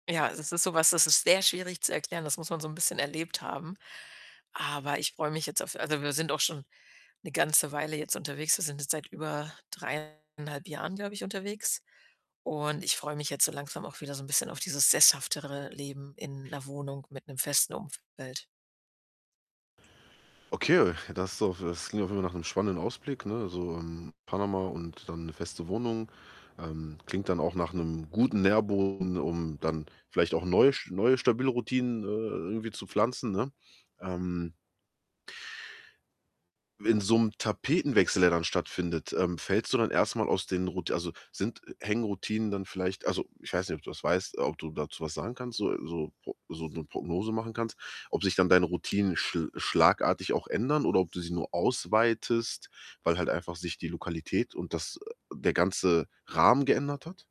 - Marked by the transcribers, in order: distorted speech; other background noise; static; chuckle
- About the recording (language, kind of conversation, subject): German, podcast, Wie schaffst du es, trotz der wenigen Zeit regelmäßig Zeit für deine Hobbys zu finden?